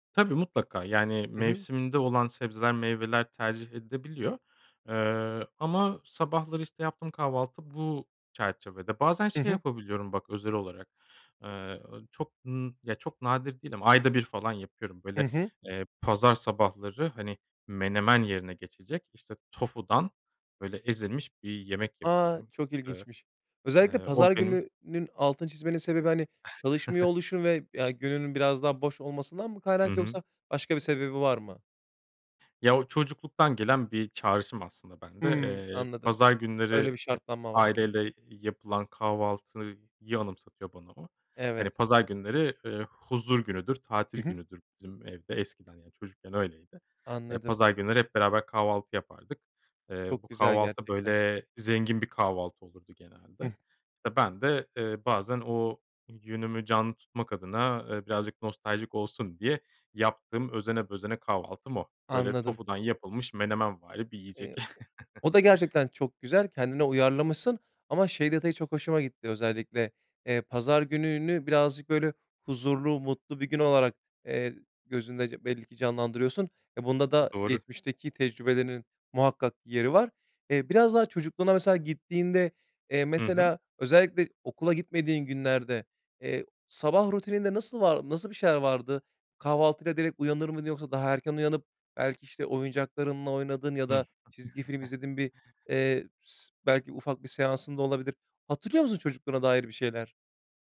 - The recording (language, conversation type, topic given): Turkish, podcast, Sabah rutinin nasıl başlıyor?
- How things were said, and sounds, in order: chuckle; chuckle; chuckle